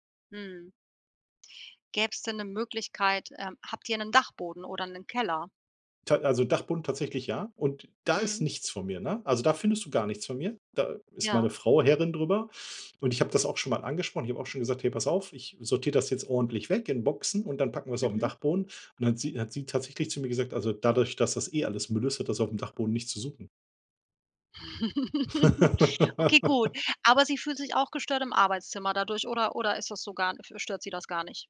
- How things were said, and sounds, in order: chuckle; laugh
- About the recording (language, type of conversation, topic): German, advice, Wie beeinträchtigen Arbeitsplatzchaos und Ablenkungen zu Hause deine Konzentration?